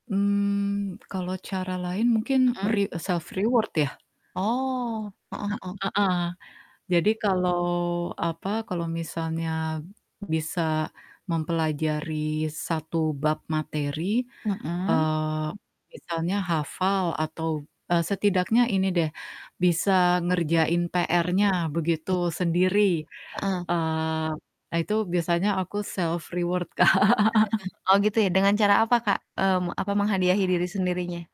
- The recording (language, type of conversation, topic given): Indonesian, unstructured, Bagaimana cara memotivasi diri saat belajar?
- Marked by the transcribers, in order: static; in English: "re self reward"; tapping; distorted speech; in English: "self reward"; laughing while speaking: "Kak"; chuckle